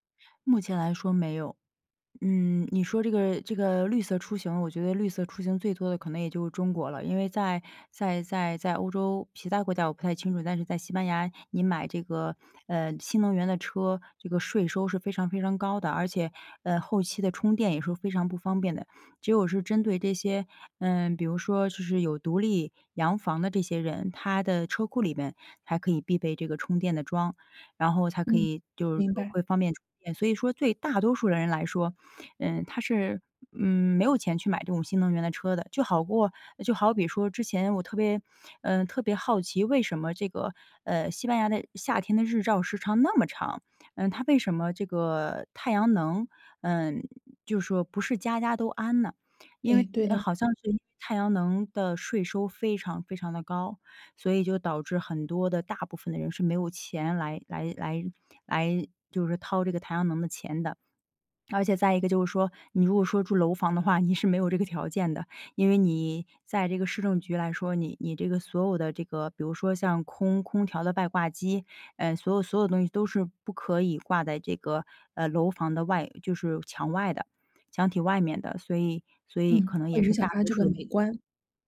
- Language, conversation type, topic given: Chinese, podcast, 怎样才能把环保习惯长期坚持下去？
- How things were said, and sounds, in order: other background noise